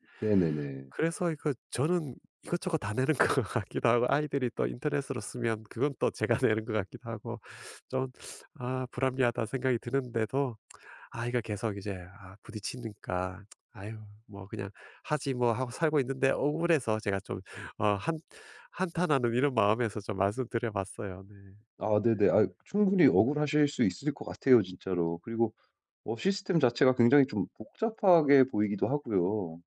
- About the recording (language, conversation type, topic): Korean, advice, 파트너와 생활비 분담 문제로 자주 다투는데 어떻게 해야 하나요?
- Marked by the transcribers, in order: laughing while speaking: "내는 것 같기도 하고"; laughing while speaking: "제가"; tsk